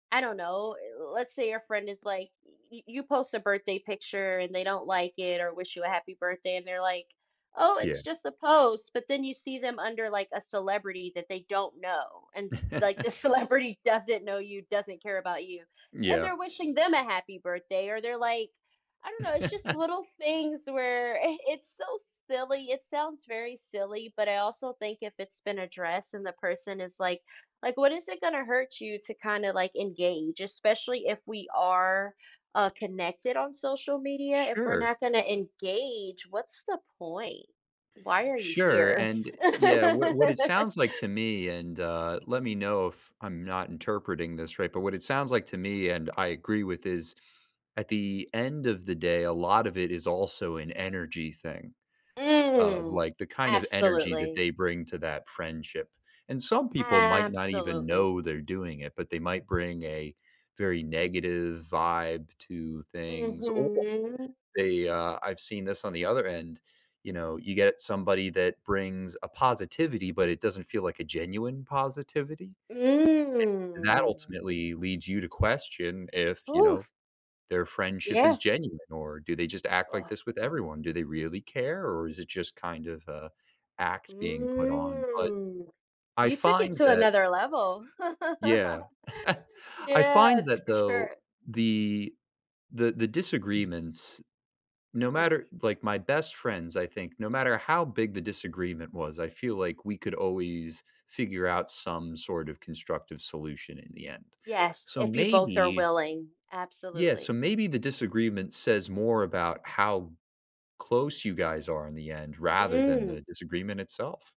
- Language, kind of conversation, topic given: English, unstructured, What helps you resolve conflicts and keep friendships strong?
- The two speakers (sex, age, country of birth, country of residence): female, 35-39, United States, United States; male, 25-29, United States, United States
- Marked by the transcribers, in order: laugh; laughing while speaking: "the celebrity"; laugh; laugh; other background noise; drawn out: "Absolutely"; drawn out: "Mhm"; drawn out: "Mm"; unintelligible speech; drawn out: "Mm"; laugh; chuckle